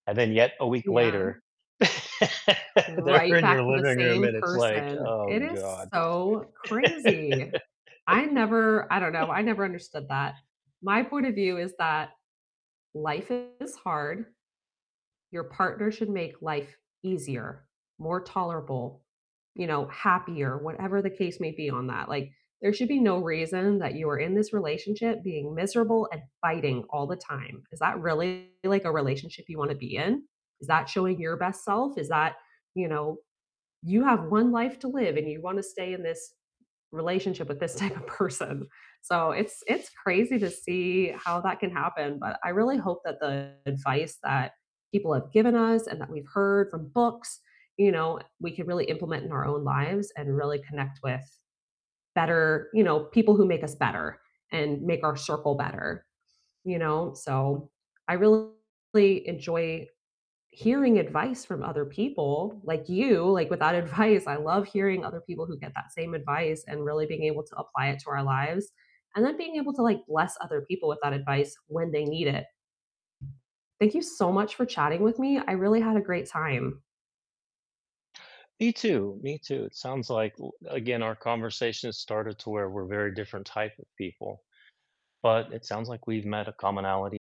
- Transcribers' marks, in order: distorted speech; laugh; laughing while speaking: "they're"; other background noise; laugh; laughing while speaking: "type of person"; laughing while speaking: "advice"; tapping; static
- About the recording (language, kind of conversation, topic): English, unstructured, What is the best advice you have actually put into practice, and how has it shaped you?
- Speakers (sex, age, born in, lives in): female, 30-34, United States, United States; male, 55-59, United States, United States